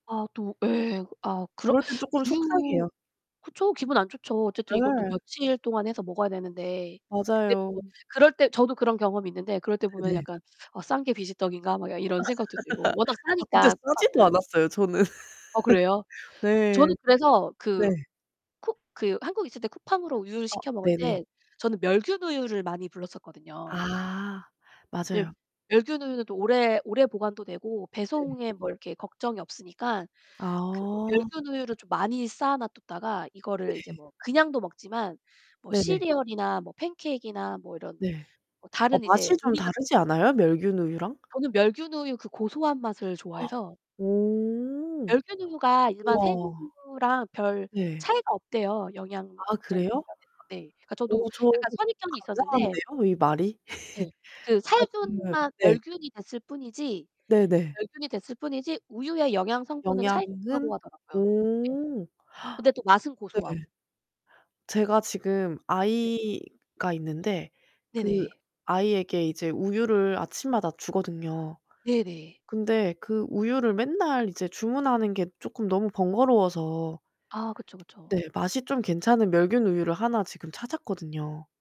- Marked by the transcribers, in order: distorted speech; other background noise; laugh; laugh; gasp; unintelligible speech; laugh; gasp; tapping
- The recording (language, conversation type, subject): Korean, unstructured, 온라인 쇼핑을 얼마나 자주 이용하시나요?